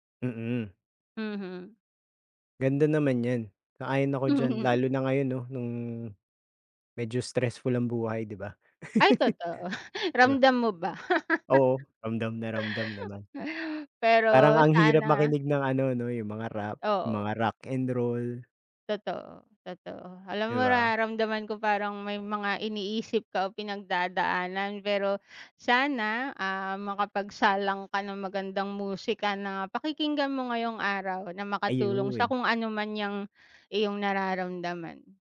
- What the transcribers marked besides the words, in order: laugh
- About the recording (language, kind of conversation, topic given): Filipino, unstructured, Paano ka naaapektuhan ng musika sa araw-araw?